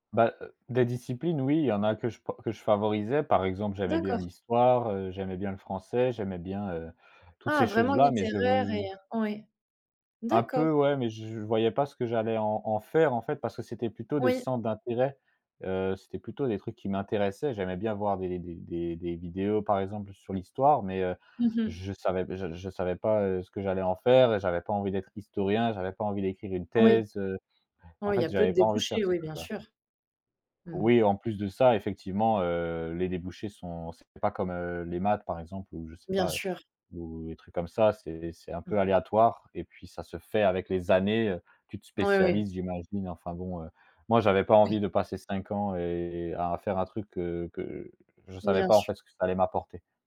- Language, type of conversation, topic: French, podcast, Comment as-tu choisi ta voie professionnelle ?
- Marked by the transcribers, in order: drawn out: "je"